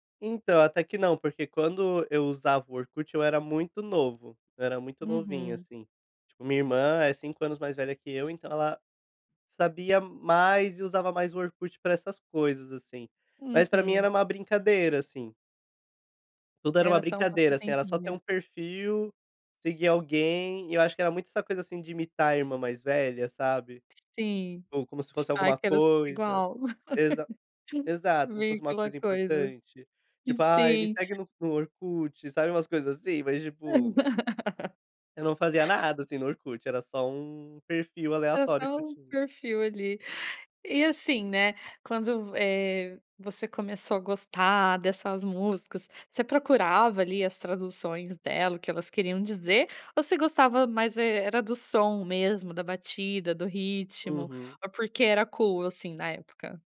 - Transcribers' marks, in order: other background noise; laugh; laugh; in English: "cool"
- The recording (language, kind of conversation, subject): Portuguese, podcast, Qual música melhor descreve a sua adolescência?